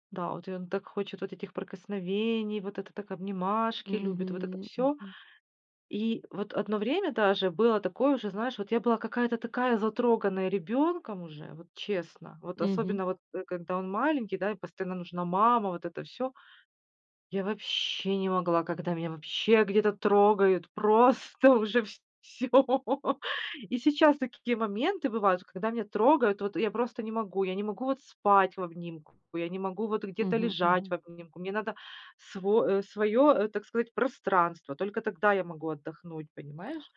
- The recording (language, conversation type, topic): Russian, podcast, Что делать, когда у партнёров разные языки любви?
- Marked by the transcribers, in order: laughing while speaking: "вс всё"